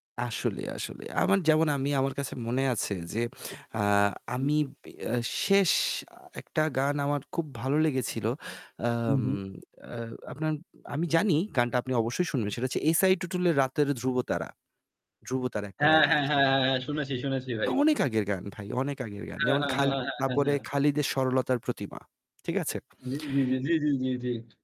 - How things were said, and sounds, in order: static; tapping
- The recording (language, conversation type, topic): Bengali, unstructured, গানশিল্পীরা কি এখন শুধু অর্থের পেছনে ছুটছেন?